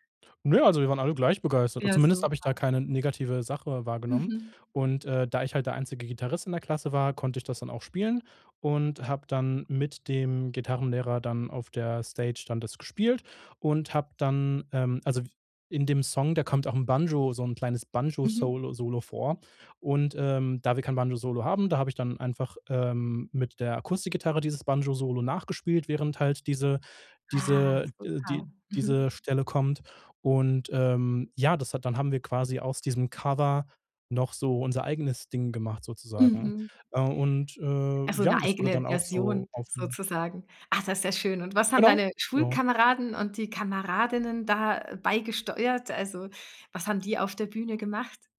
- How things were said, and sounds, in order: none
- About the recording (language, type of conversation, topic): German, podcast, Welches Lied verbindest du mit deiner Schulzeit?